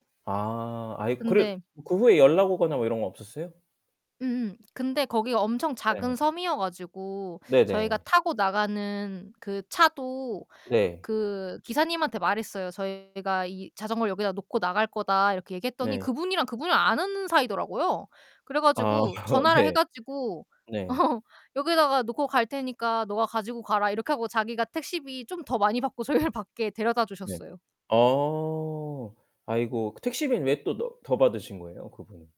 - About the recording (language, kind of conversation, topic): Korean, unstructured, 여행지에서 겪은 가장 짜증 나는 상황은 무엇인가요?
- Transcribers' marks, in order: other background noise; distorted speech; laugh; laughing while speaking: "네"; laughing while speaking: "저희를"